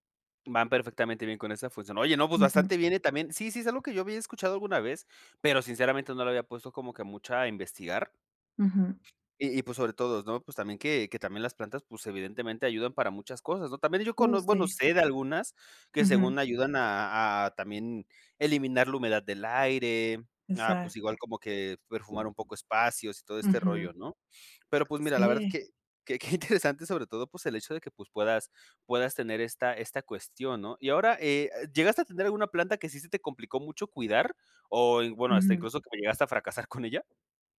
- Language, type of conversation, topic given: Spanish, podcast, ¿Qué te ha enseñado la experiencia de cuidar una planta?
- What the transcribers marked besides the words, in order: other background noise; tapping; laughing while speaking: "qué interesante"